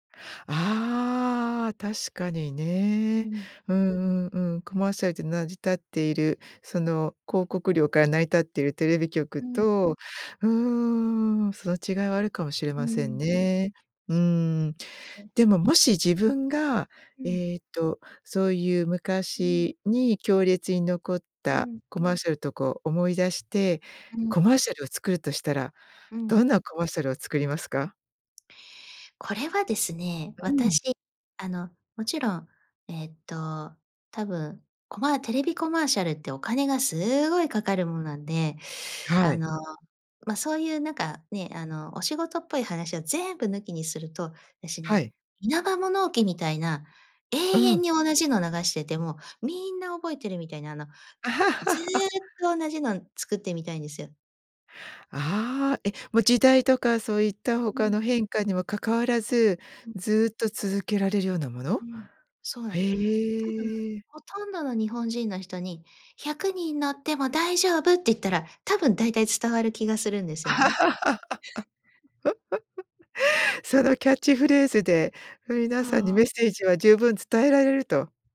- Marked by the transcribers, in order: teeth sucking; laugh; other background noise; drawn out: "へえ"; laugh; chuckle
- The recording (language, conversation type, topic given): Japanese, podcast, 昔のCMで記憶に残っているものは何ですか?